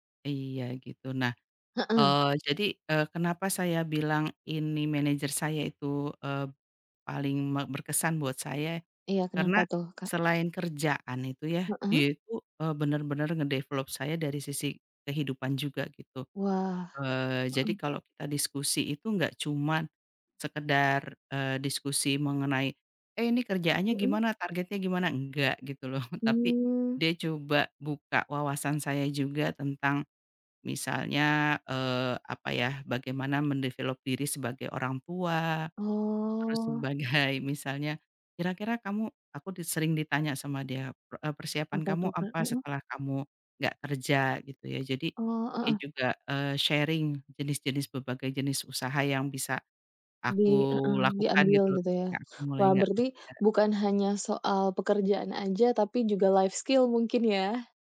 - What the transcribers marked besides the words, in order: in English: "nge-develop"; laughing while speaking: "loh"; chuckle; in English: "men-develop"; laughing while speaking: "sebagai"; in English: "sharing"; in English: "life skill"
- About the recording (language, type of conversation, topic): Indonesian, podcast, Cerita tentang bos atau manajer mana yang paling berkesan bagi Anda?